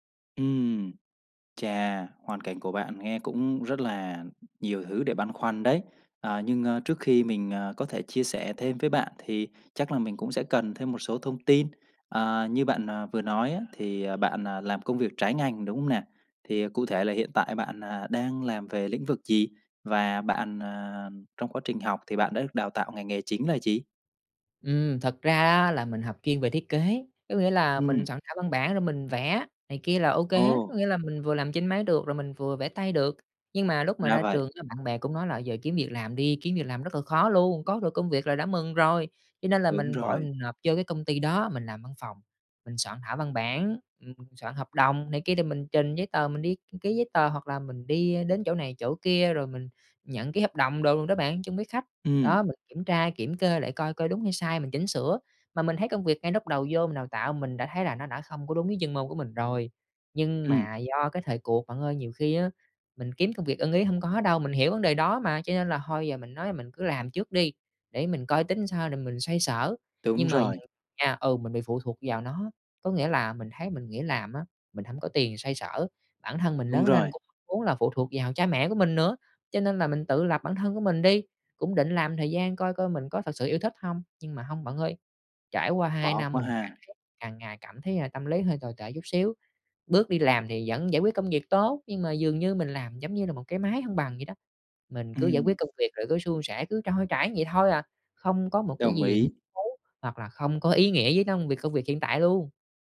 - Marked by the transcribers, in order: tapping; other background noise; unintelligible speech; unintelligible speech
- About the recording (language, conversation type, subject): Vietnamese, advice, Bạn đang chán nản điều gì ở công việc hiện tại, và bạn muốn một công việc “có ý nghĩa” theo cách nào?